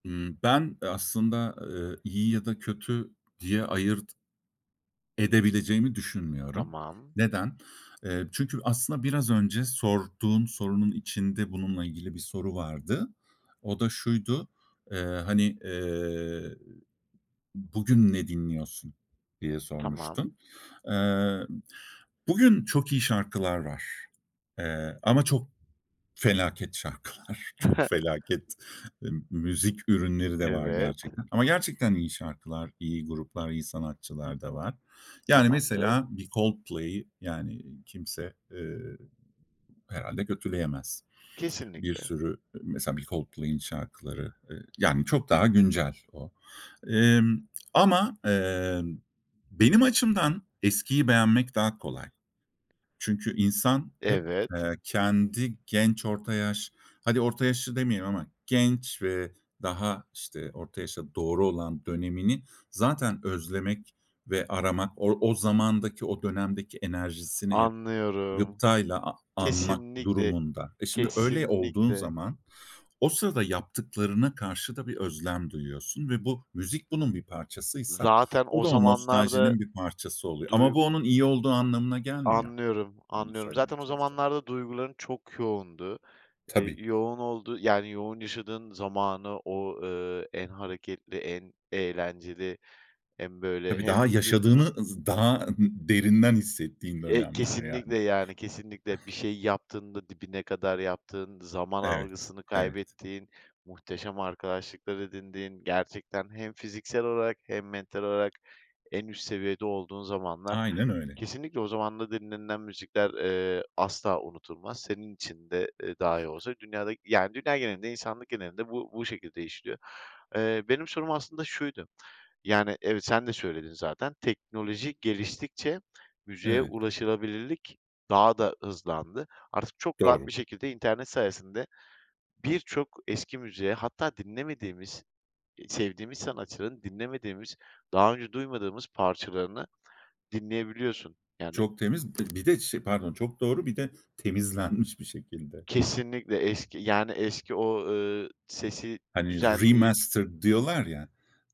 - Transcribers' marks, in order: other background noise; tapping; chuckle; in English: "remastered"
- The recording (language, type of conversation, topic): Turkish, podcast, Müzik zevkin zamanla nasıl değişti?